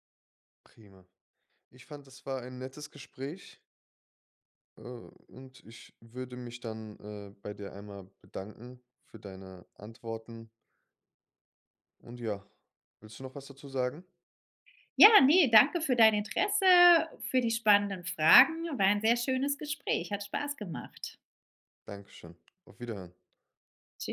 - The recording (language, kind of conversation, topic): German, podcast, Welche Rolle spielt Vertrauen in Mentoring-Beziehungen?
- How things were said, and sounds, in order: none